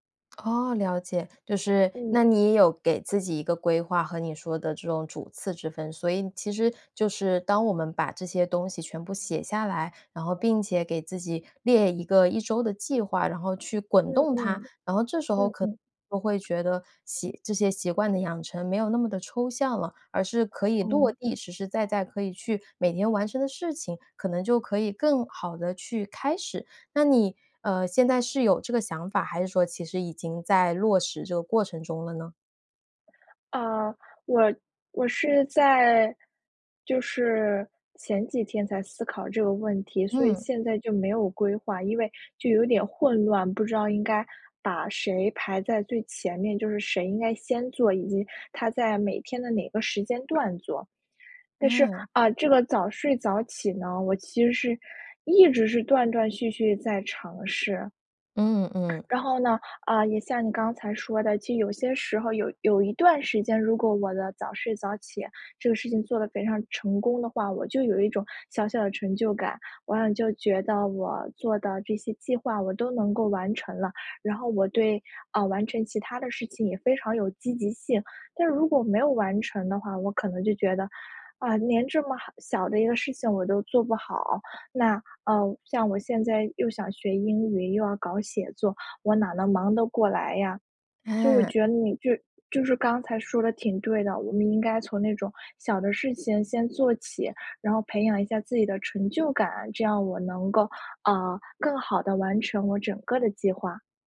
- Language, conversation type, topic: Chinese, advice, 为什么我想同时养成多个好习惯却总是失败？
- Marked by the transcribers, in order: other background noise; inhale